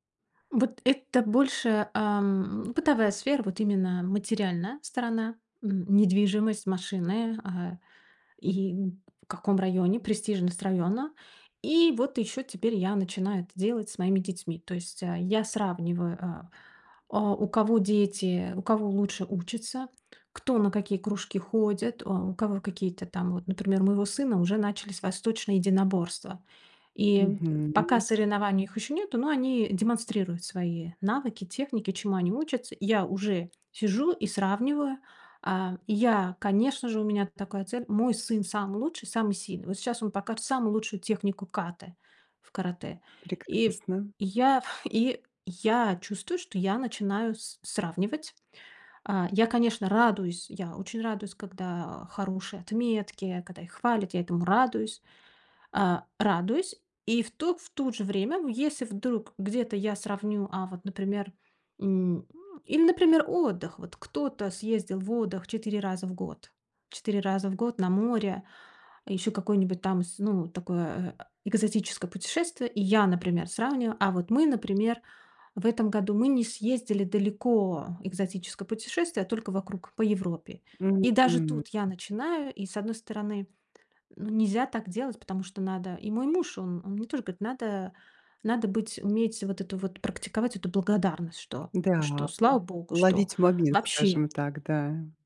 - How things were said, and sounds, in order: tapping; "ката" said as "катэ"
- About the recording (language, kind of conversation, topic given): Russian, advice, Почему я постоянно сравниваю свои вещи с вещами других и чувствую неудовлетворённость?